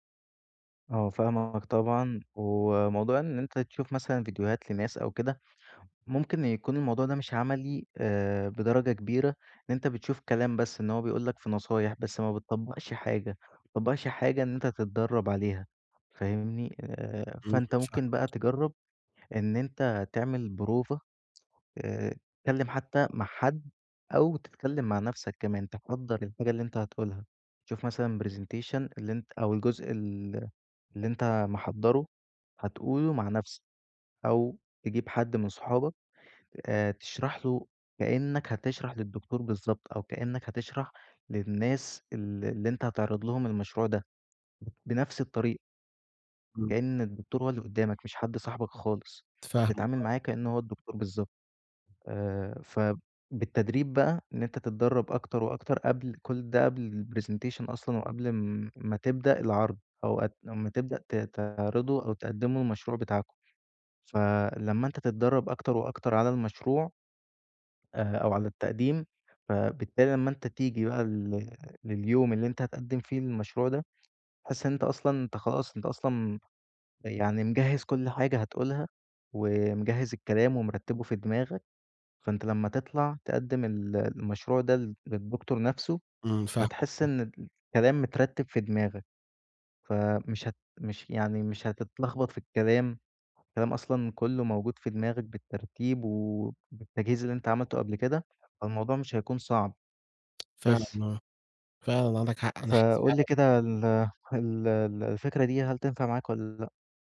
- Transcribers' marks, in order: in English: "presentation"; tapping; in English: "الpresentation"
- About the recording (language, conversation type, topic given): Arabic, advice, إزاي أتغلب على الخوف من الكلام قدام الناس في اجتماع أو قدام جمهور؟